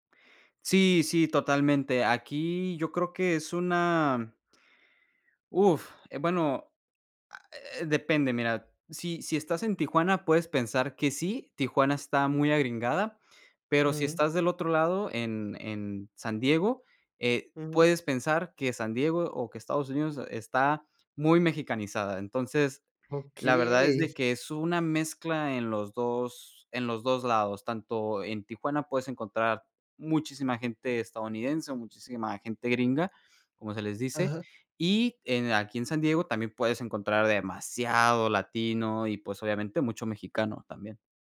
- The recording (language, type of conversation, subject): Spanish, podcast, ¿Qué cambio de ciudad te transformó?
- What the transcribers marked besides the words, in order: none